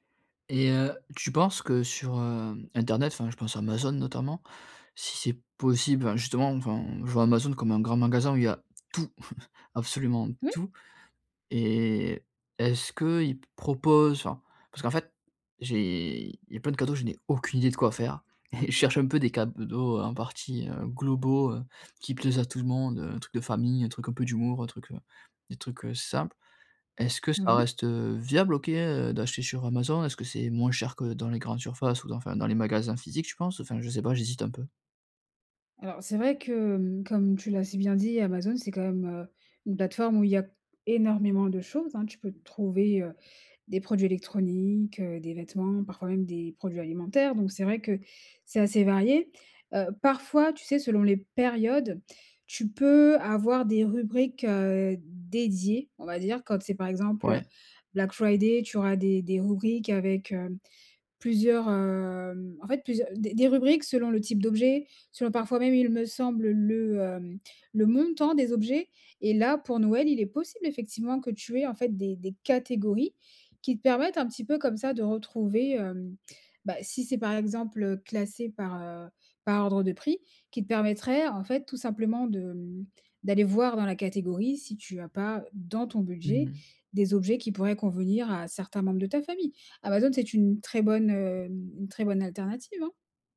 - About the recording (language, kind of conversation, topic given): French, advice, Comment puis-je acheter des vêtements ou des cadeaux ce mois-ci sans dépasser mon budget ?
- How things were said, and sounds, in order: stressed: "tout"; chuckle; laughing while speaking: "et"; "cadeaux" said as "cabdeaux"; other background noise; stressed: "énormément"; stressed: "périodes"; stressed: "montant"; stressed: "catégories"; tapping